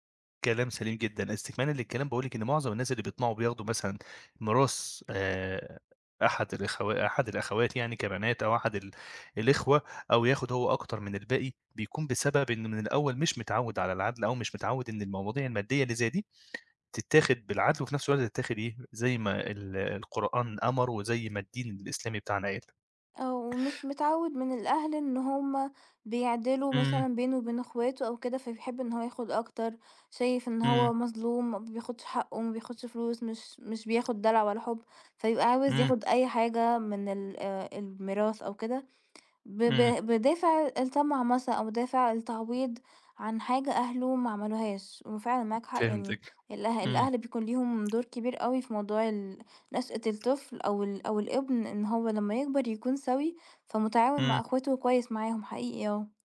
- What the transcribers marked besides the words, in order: other background noise; tapping
- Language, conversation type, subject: Arabic, podcast, إزاي تحط حدود مالية مع أهلك من غير ما تحصل مشاكل؟